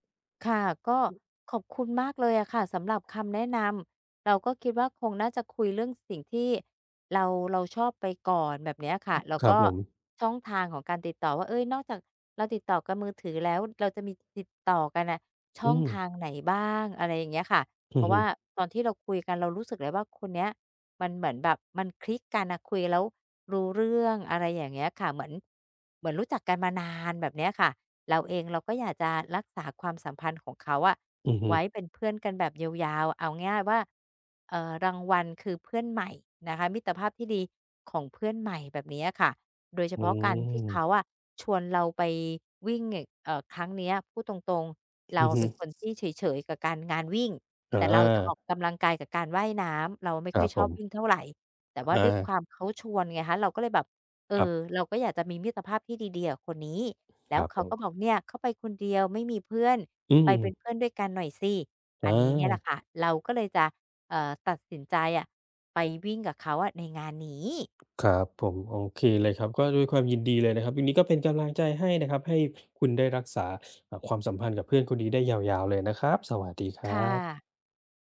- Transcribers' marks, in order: other background noise; tapping
- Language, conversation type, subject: Thai, advice, ฉันจะทำอย่างไรให้ความสัมพันธ์กับเพื่อนใหม่ไม่ห่างหายไป?